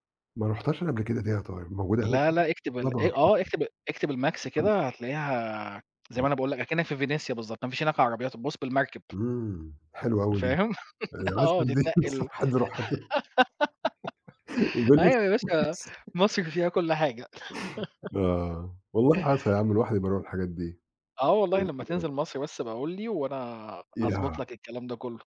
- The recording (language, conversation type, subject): Arabic, unstructured, إيه الأكلة اللي بتفكّرك بطفولتك؟
- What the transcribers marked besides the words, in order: unintelligible speech; throat clearing; laugh; unintelligible speech; laughing while speaking: "فينيسيا آه"; unintelligible speech